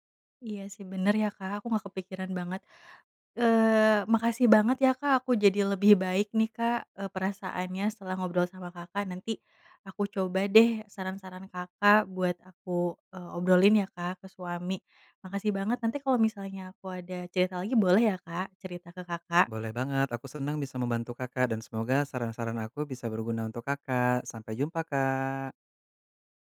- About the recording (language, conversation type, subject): Indonesian, advice, Bagaimana cara mengatasi pertengkaran yang berulang dengan pasangan tentang pengeluaran rumah tangga?
- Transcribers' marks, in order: none